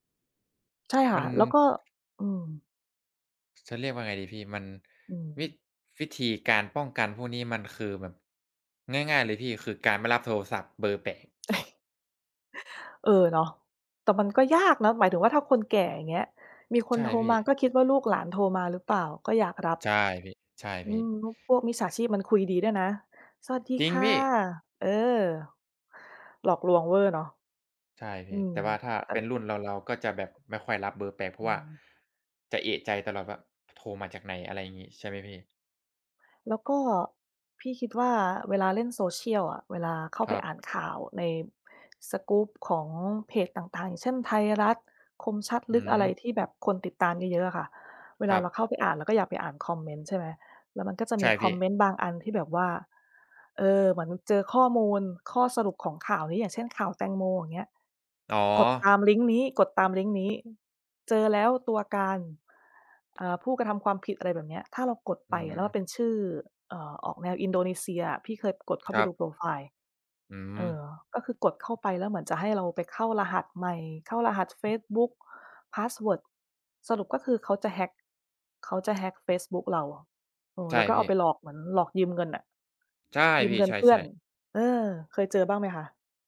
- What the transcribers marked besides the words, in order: chuckle
- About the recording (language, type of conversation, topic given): Thai, unstructured, คุณคิดว่าข้อมูลส่วนตัวของเราปลอดภัยในโลกออนไลน์ไหม?